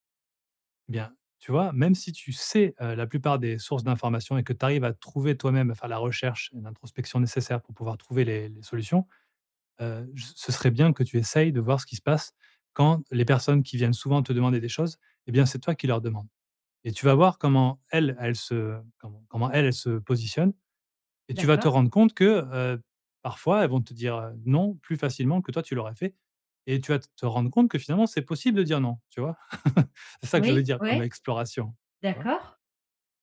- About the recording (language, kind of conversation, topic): French, advice, Comment puis-je refuser des demandes au travail sans avoir peur de déplaire ?
- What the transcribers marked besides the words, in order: stressed: "sais"; chuckle